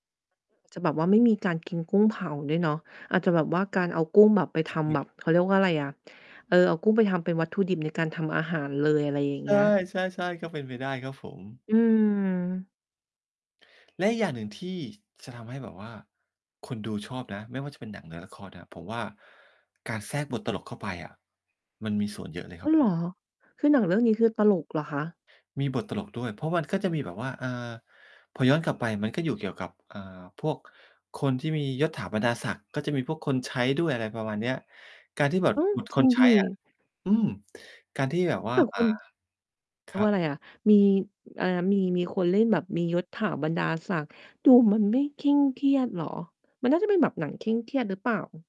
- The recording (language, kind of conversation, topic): Thai, podcast, อะไรคือเหตุผลที่ทำให้ภาพยนตร์ฮิตเรื่องหนึ่งกลายเป็นกระแสในสังคมได้?
- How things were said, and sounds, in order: distorted speech; other noise